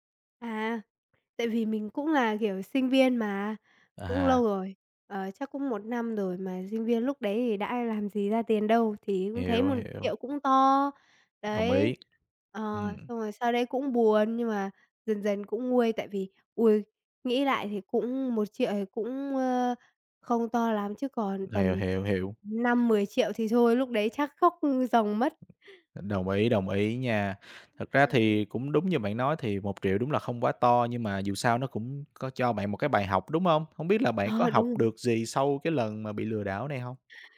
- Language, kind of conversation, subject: Vietnamese, podcast, Bạn có thể kể về lần bạn bị lừa trên mạng và bài học rút ra từ đó không?
- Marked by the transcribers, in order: tapping; other background noise